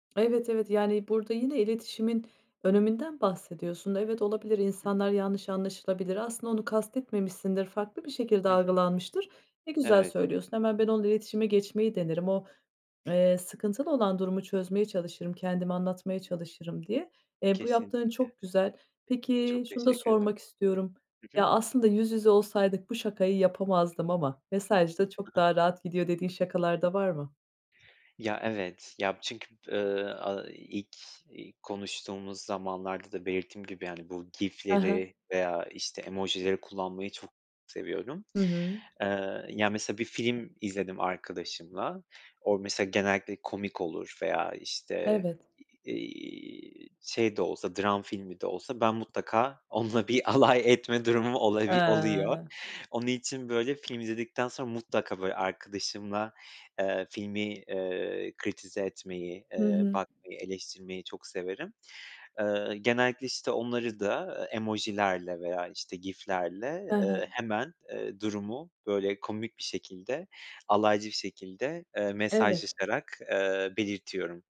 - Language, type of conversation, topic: Turkish, podcast, Kısa mesajlarda mizahı nasıl kullanırsın, ne zaman kaçınırsın?
- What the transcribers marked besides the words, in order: other background noise; laughing while speaking: "onunla bir alay etme durumum olabi oluyor"; drawn out: "He"